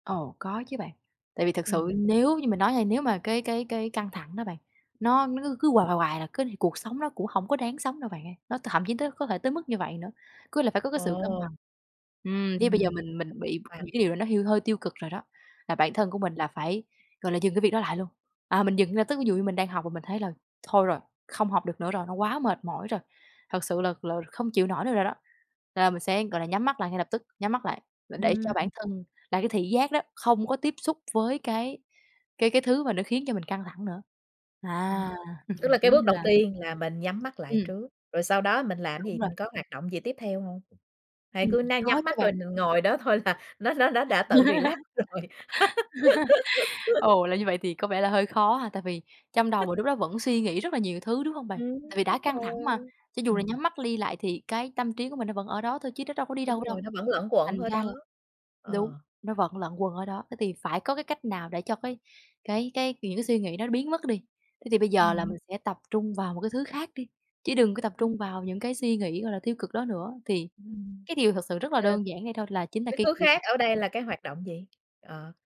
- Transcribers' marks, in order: unintelligible speech; other background noise; chuckle; laugh; laughing while speaking: "là"; chuckle; in English: "relax"; laughing while speaking: "rồi?"; laugh
- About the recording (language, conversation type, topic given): Vietnamese, podcast, Bạn đối phó với căng thẳng hằng ngày bằng cách nào?